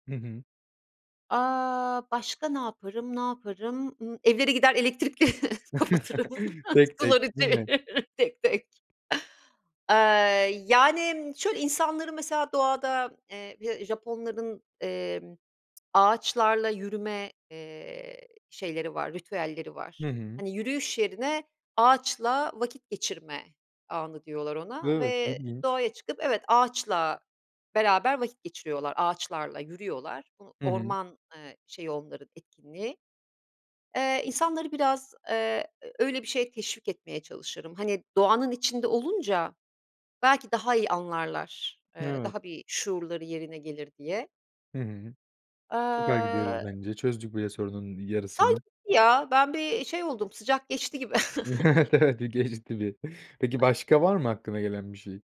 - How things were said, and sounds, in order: laughing while speaking: "elektrikleri kapatırım, suları çeviririm, tek tek"; chuckle; tapping; laughing while speaking: "Evet, evet, geçti bir"; chuckle; other background noise
- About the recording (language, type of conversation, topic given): Turkish, podcast, İklim değişikliğinin günlük hayatımıza etkilerini nasıl görüyorsun?